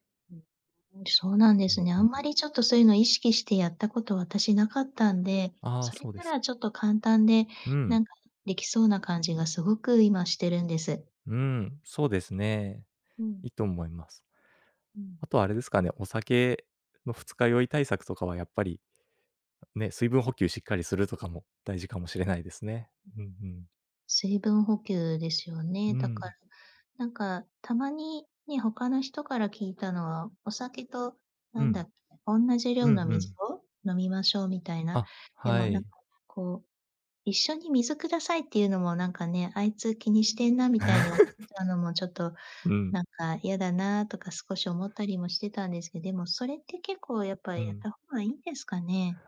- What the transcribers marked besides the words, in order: unintelligible speech; laugh
- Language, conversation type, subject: Japanese, advice, 健康診断の結果を受けて生活習慣を変えたいのですが、何から始めればよいですか？
- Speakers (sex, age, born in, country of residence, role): female, 45-49, Japan, Japan, user; male, 30-34, Japan, Japan, advisor